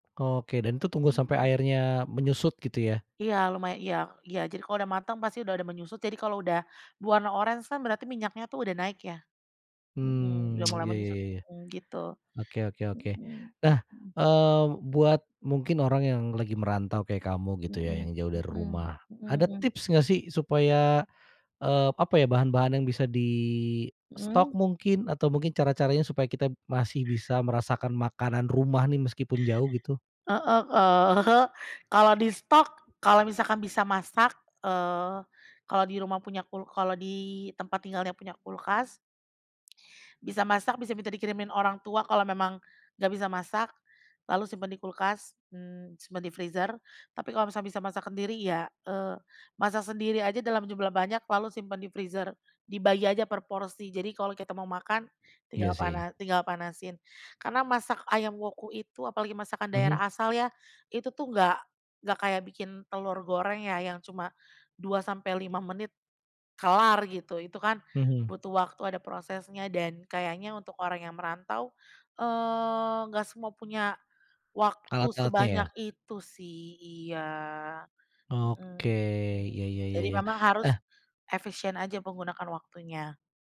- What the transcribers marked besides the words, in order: tsk; laughing while speaking: "eee"; other background noise; in English: "freezer"; in English: "freezer"
- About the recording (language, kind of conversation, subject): Indonesian, podcast, Makanan apa yang membuat kamu merasa seperti di rumah meski sedang jauh?